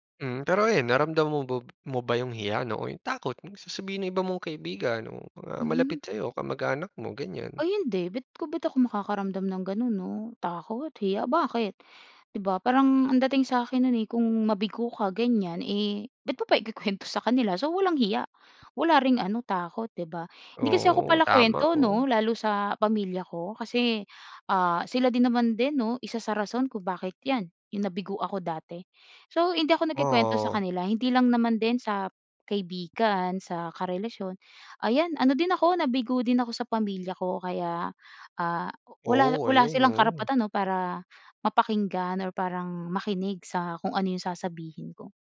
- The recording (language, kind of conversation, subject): Filipino, podcast, Ano ang pinakamalaking aral na natutunan mo mula sa pagkabigo?
- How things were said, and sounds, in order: laughing while speaking: "ikukuwento"